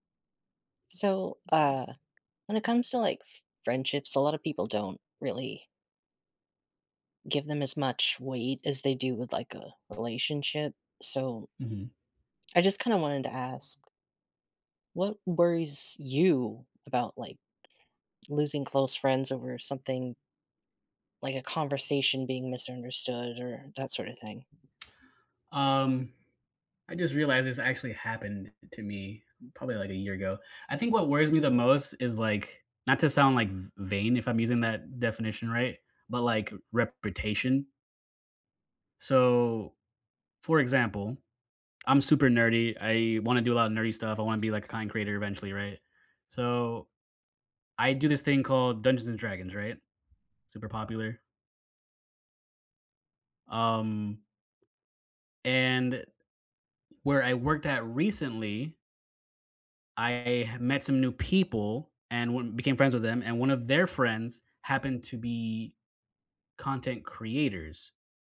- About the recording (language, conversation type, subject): English, unstructured, What worries you most about losing a close friendship because of a misunderstanding?
- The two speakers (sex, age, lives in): male, 30-34, United States; male, 35-39, United States
- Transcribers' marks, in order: tapping; other background noise; stressed: "you"; stressed: "their"; stressed: "creators"